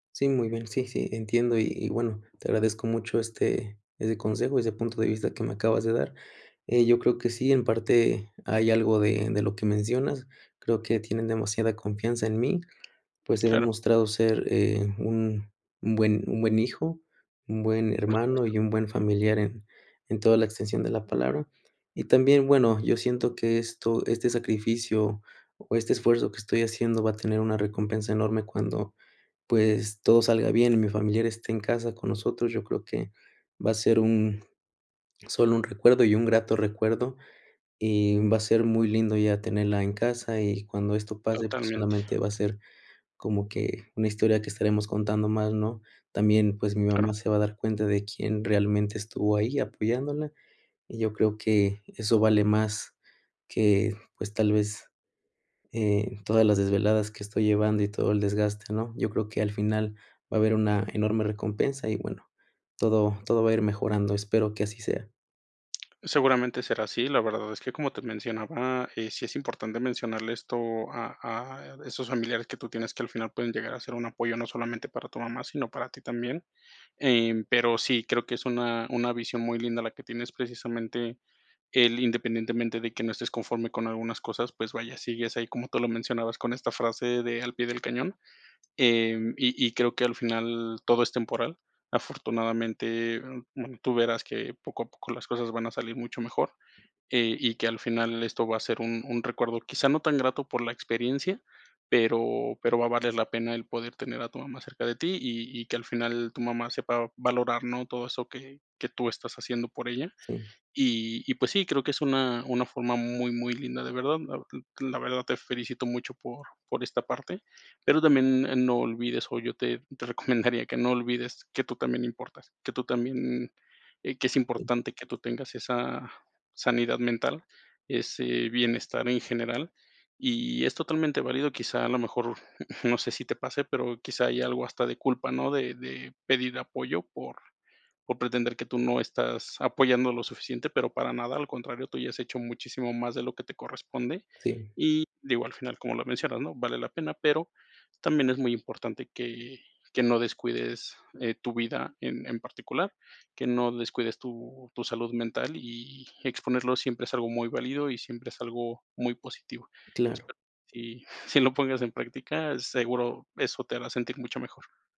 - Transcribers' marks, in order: other background noise; laughing while speaking: "recomendaría"; other noise; chuckle; laughing while speaking: "sí"
- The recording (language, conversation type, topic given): Spanish, advice, ¿Cómo puedo cuidar a un familiar enfermo que depende de mí?